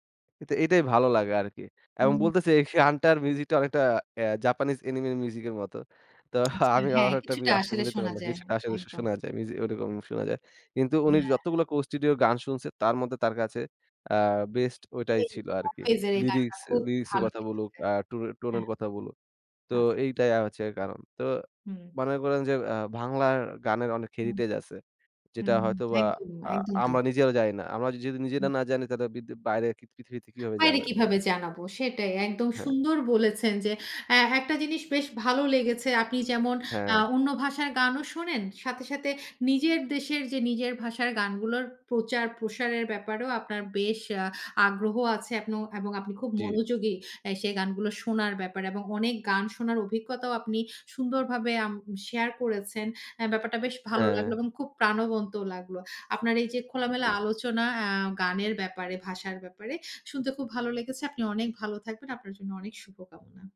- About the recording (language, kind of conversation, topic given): Bengali, podcast, কোন ভাষার গান শুনতে শুরু করার পর আপনার গানের স্বাদ বদলে গেছে?
- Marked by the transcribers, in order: other background noise; laughing while speaking: "আমি অনেকটা আসলে মিলাইতে পারলাম"; tapping; other noise; "বাংলার" said as "ভাংলার"; horn